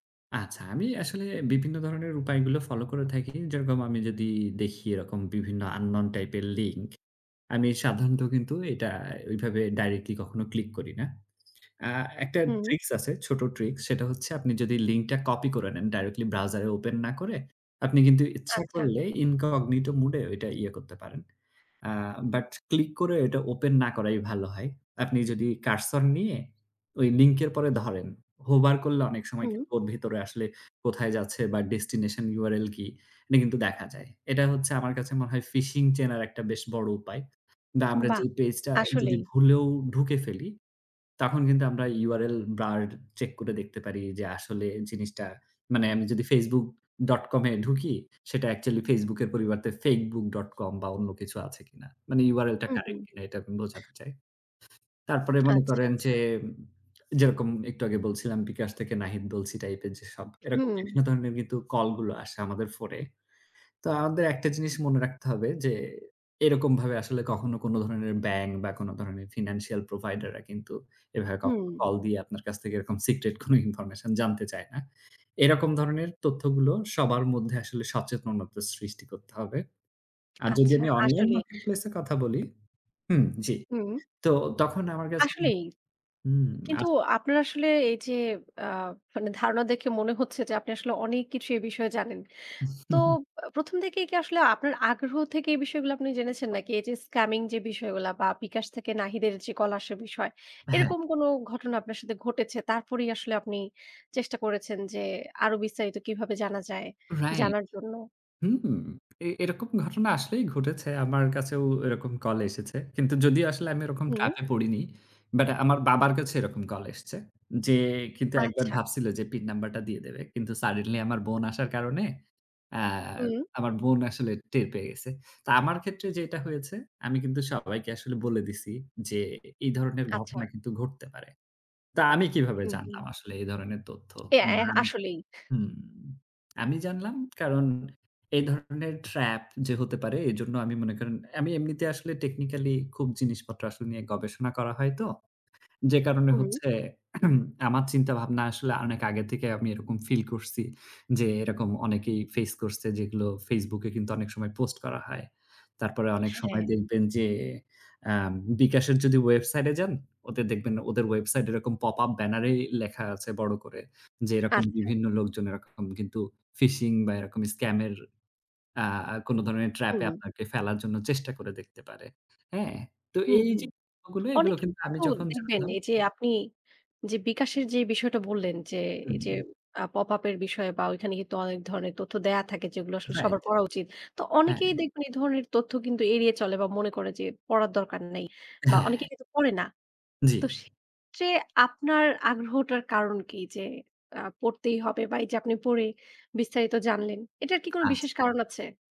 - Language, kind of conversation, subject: Bengali, podcast, আপনি অনলাইন প্রতারণা থেকে নিজেকে কীভাবে রক্ষা করেন?
- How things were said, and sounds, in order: tapping; other background noise; lip smack; laughing while speaking: "secret কোনো"; chuckle; unintelligible speech; throat clearing